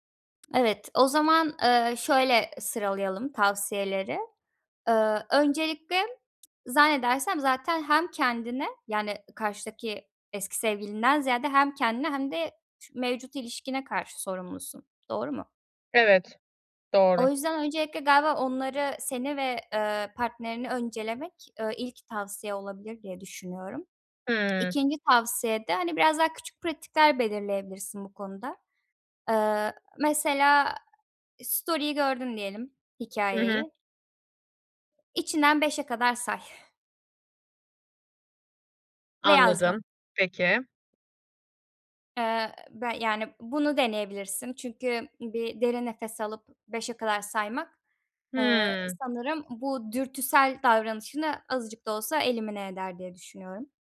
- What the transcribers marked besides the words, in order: other background noise; in English: "story'yi"
- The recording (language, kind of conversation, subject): Turkish, advice, Eski sevgilimle iletişimi kesmekte ve sınır koymakta neden zorlanıyorum?